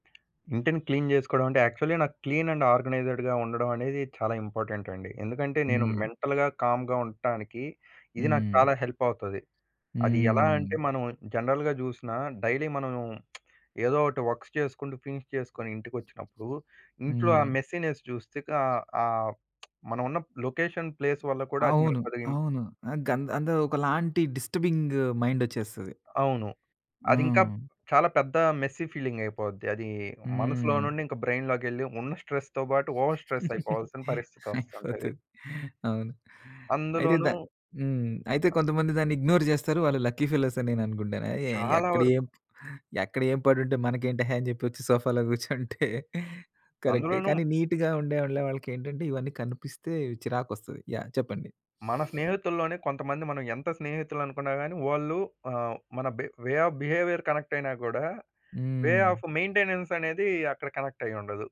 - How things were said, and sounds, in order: tapping; in English: "క్లీన్"; in English: "యాక్చువల్లి"; in English: "క్లీన్ అండ్ ఆర్గనైజ్డ్‌గా"; in English: "ఇంపార్టెంట్"; in English: "మెంటల్‌గా, కామ్‌గా"; in English: "హెల్ప్"; in English: "జనరల్‌గా"; in English: "డైలీ"; lip smack; in English: "వర్క్స్"; in English: "ఫినిష్"; in English: "మెస్సీనెస్"; lip smack; in English: "లొకేషన్, ప్లేస్"; other background noise; in English: "డిస్టర్బింగ్ మైండ్"; in English: "మెస్సీ ఫీలింగ్"; in English: "బ్రైన్"; in English: "స్ట్రెస్‌తో"; in English: "ఓవర్ స్ట్రెస్"; giggle; in English: "ఇగ్నోర్"; in English: "లక్కీ ఫెలోస్"; in English: "నీట్‌గా"; sniff; in English: "వే అఫ్ బిహేవియర్ కనెక్ట్"; in English: "వే అఫ్ మెయింటెనెన్స్"; in English: "కనెక్ట్"
- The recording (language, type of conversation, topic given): Telugu, podcast, ఇల్లు ఎప్పుడూ శుభ్రంగా, సర్దుబాటుగా ఉండేలా మీరు పాటించే చిట్కాలు ఏమిటి?